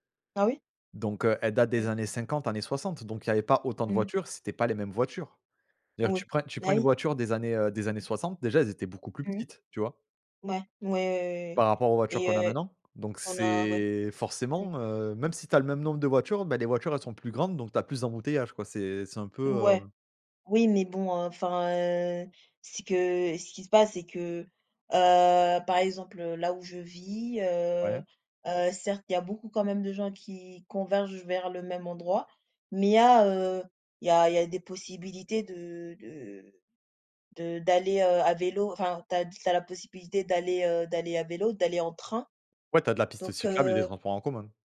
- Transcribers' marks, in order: none
- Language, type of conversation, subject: French, unstructured, Qu’est-ce qui vous met en colère dans les embouteillages du matin ?